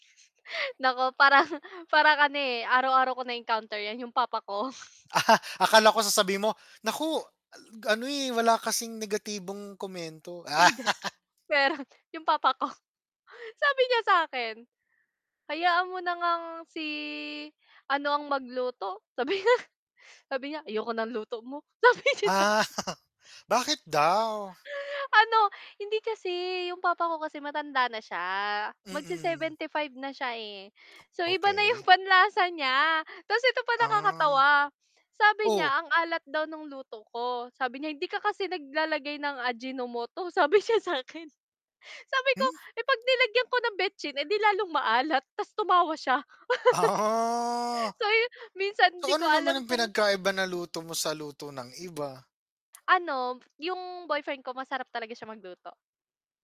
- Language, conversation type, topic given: Filipino, unstructured, Paano mo hinihikayat ang iba na tikman ang niluto mo?
- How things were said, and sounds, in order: static; snort; laugh; laugh; laughing while speaking: "pero 'yong papa ko"; other background noise; laughing while speaking: "niya"; laughing while speaking: "sabi niya sa'kin"; chuckle; dog barking; laughing while speaking: "niya sa akin"; laughing while speaking: "Ah"; laugh; tapping